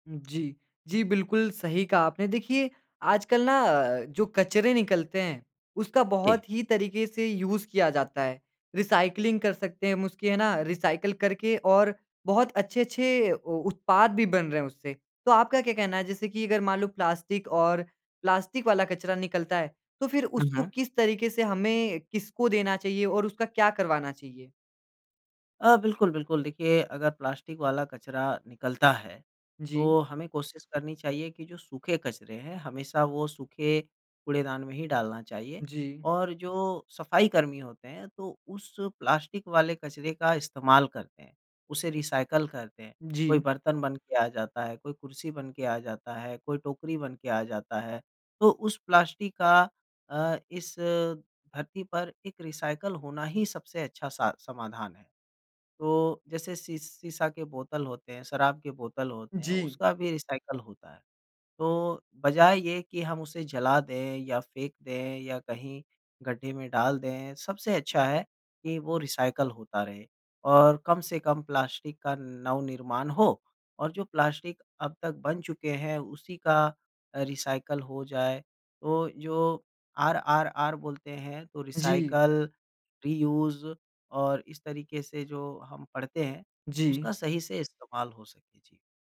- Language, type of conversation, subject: Hindi, podcast, कम कचरा बनाने से रोज़मर्रा की ज़िंदगी में क्या बदलाव आएंगे?
- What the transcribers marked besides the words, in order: in English: "यूज़"; in English: "रिसाइक्लिंग"; in English: "रिसाइकिल"; in English: "रिसाइकल"; in English: "रिसाइकल"; in English: "रिसाइकल"; in English: "रिसाइकल"; in English: "रिसाइकल"; in English: "आरआरआर"; in English: "रिसाइकल, रियूज"